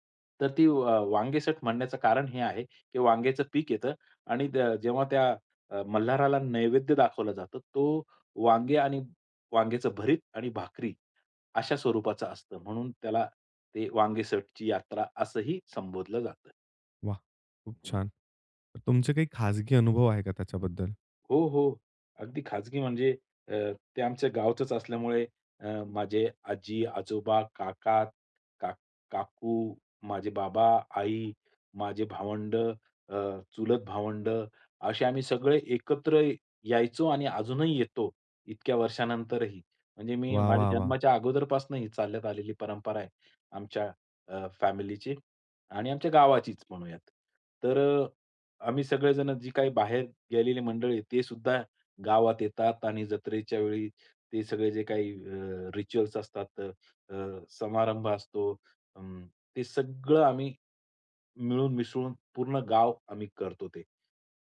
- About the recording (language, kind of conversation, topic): Marathi, podcast, स्थानिक सणातला तुझा आवडता, विसरता न येणारा अनुभव कोणता होता?
- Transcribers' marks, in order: in English: "रिच्युअल्स"